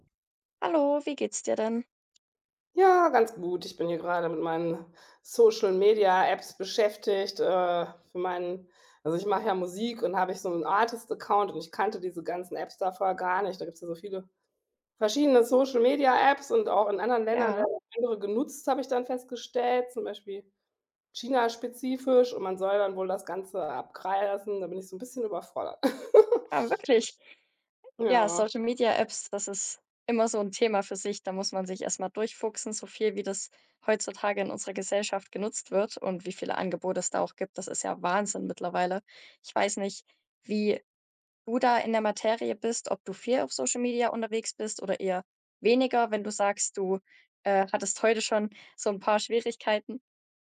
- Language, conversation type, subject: German, unstructured, Wie verändern soziale Medien unsere Gemeinschaft?
- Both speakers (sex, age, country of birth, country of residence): female, 18-19, Germany, Germany; female, 40-44, Germany, Germany
- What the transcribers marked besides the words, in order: unintelligible speech; laugh; other background noise